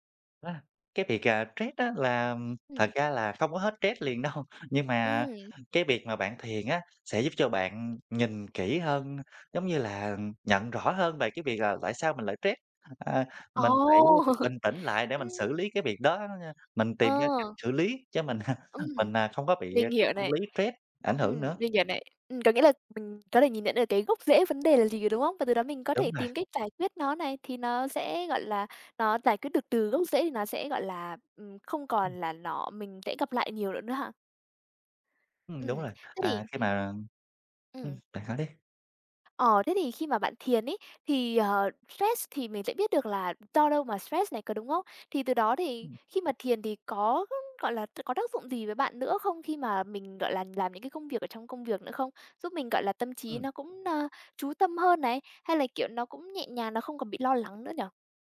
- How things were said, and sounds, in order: other background noise; laughing while speaking: "đâu"; tapping; chuckle; chuckle
- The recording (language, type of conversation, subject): Vietnamese, podcast, Thiền giúp bạn quản lý căng thẳng như thế nào?